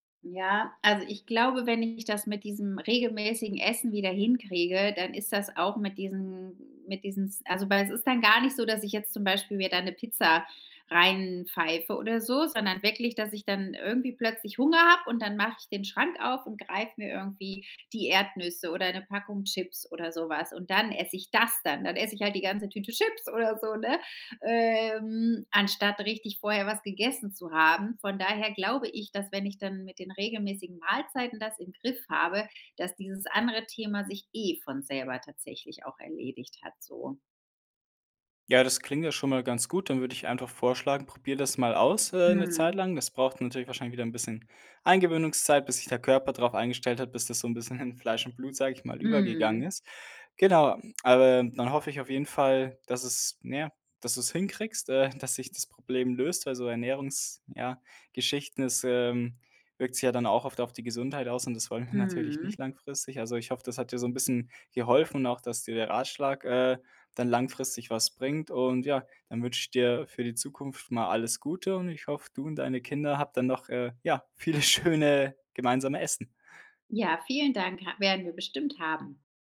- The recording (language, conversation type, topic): German, advice, Wie kann ich meine Essgewohnheiten und meinen Koffeinkonsum unter Stress besser kontrollieren?
- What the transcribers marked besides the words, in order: stressed: "das"; laughing while speaking: "in"; laughing while speaking: "viele schöne"